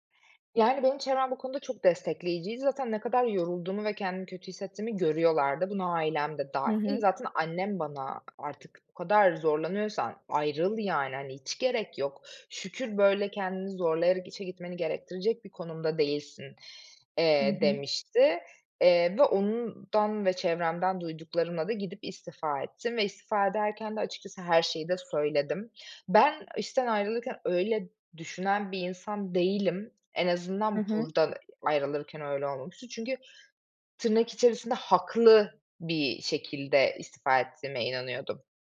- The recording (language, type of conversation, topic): Turkish, podcast, Para mı, iş tatmini mi senin için daha önemli?
- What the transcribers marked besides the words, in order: tapping